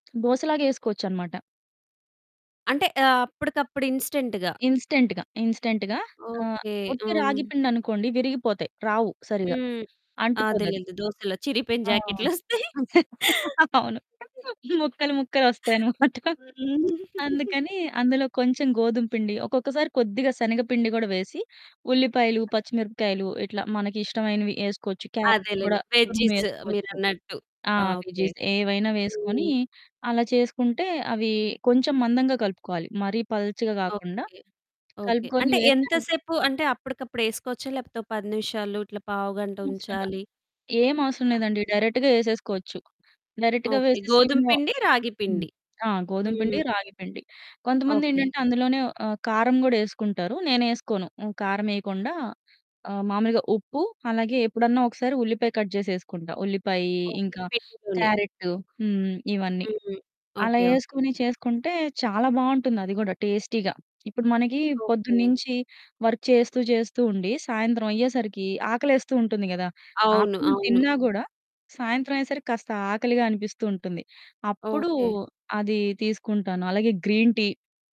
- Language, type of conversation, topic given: Telugu, podcast, ఇంట్లో తక్కువ సమయంలో తయారయ్యే ఆరోగ్యకరమైన స్నాక్స్ ఏవో కొన్ని సూచించగలరా?
- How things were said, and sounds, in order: other background noise; in English: "ఇన్‌స్టంట్‌గా"; in English: "ఇన్‌స్టంట్‌గా. ఇన్‌స్టంట్‌గా"; laughing while speaking: "అవును. ముక్కలు ముక్కలు ఒస్తాయనమాట"; chuckle; giggle; in English: "వెజ్జీస్"; in English: "వెజ్జీస్"; distorted speech; in English: "డైరెక్ట్‌గా"; in English: "డైరెక్ట్‌గా"; in English: "సిమ్‌లో"; in English: "కట్"; in English: "టేస్టీగా"; in English: "వర్క్"; in English: "ఆఫ్టర్‌నూన్"; in English: "గ్రీన్"